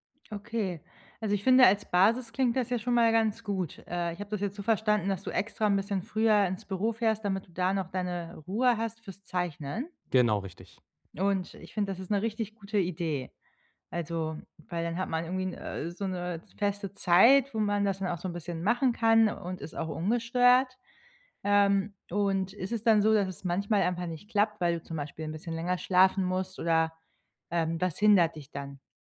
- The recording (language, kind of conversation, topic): German, advice, Wie kann ich beim Training langfristig motiviert bleiben?
- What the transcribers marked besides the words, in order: none